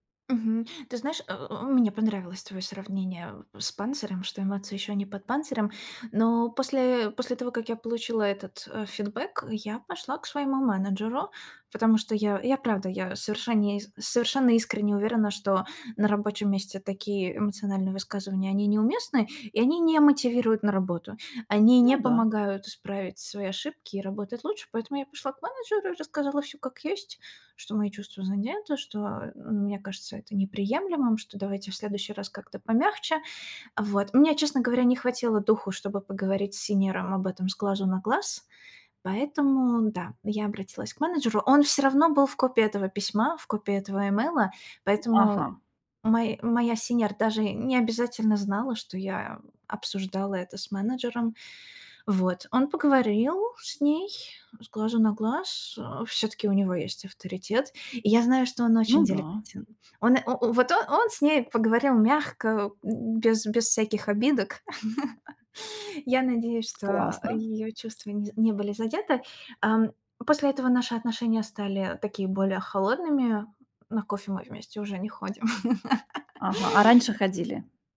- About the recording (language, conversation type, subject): Russian, advice, Как вы отреагировали, когда ваш наставник резко раскритиковал вашу работу?
- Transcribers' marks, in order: tapping; laugh; laugh